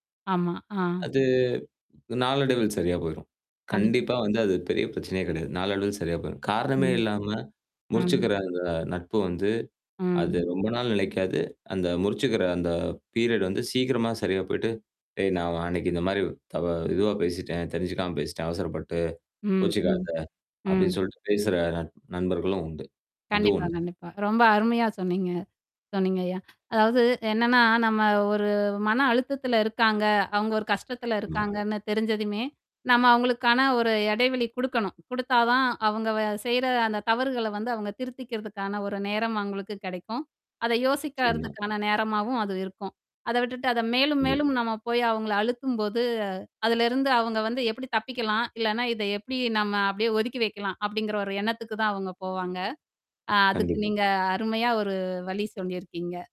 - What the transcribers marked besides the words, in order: "கிடையாது" said as "கெடையாது"; in English: "பீரியட்"; "மாதிரி" said as "மாரி"; "கோபப்படாதே" said as "கோச்சுக்காதா"; unintelligible speech; "கொடுக்கணும்" said as "குடுக்கணும்"; "கொடுத்தா" said as "குடுத்தா"; "கிடைக்கும்" said as "கெடைக்கும்"
- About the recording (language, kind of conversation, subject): Tamil, podcast, நண்பர்களிடம் இடைவெளி வேண்டும் என்று எப்படிச் சொல்லலாம்?